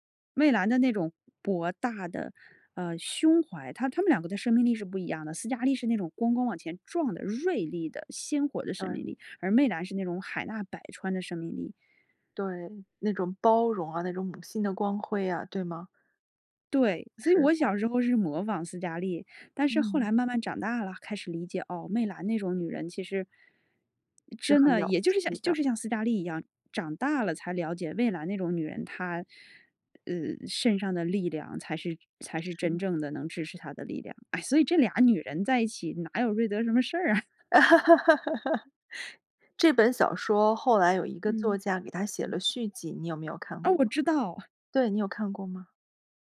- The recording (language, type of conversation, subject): Chinese, podcast, 有没有一部作品改变过你的人生态度？
- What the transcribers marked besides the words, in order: other background noise; laughing while speaking: "事儿啊"; chuckle; laugh